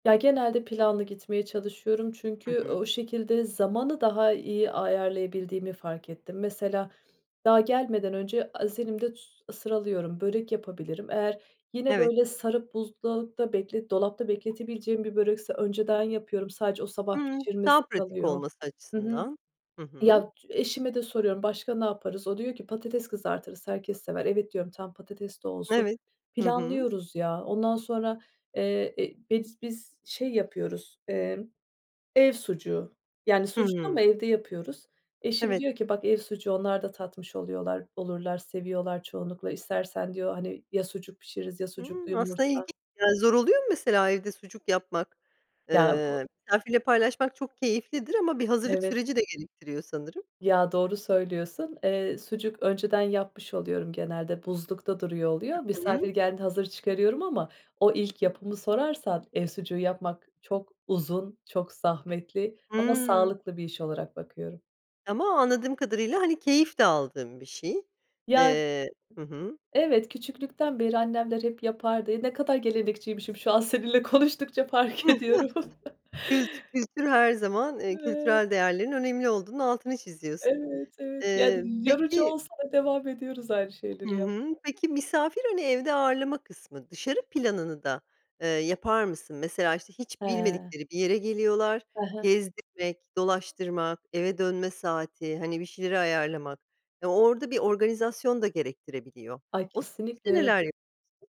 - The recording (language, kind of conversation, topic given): Turkish, podcast, Misafir ağırlarken hangi küçük detaylara dikkat edersin?
- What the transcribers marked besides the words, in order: sniff; other background noise; laughing while speaking: "şu an seninle konuştukça fark ediyorum"; other noise; tapping; chuckle; unintelligible speech; unintelligible speech